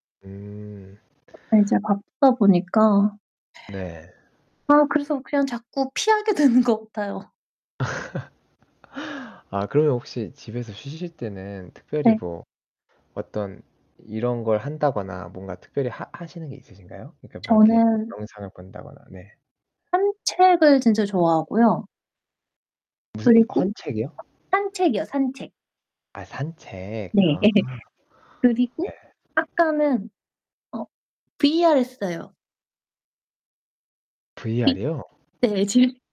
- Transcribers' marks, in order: static; other background noise; laughing while speaking: "되는 거"; laugh; tapping; laugh; laughing while speaking: "지금"
- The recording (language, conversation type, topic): Korean, unstructured, 주말에는 집에서 쉬는 것과 밖에서 활동하는 것 중 어떤 쪽을 더 선호하시나요?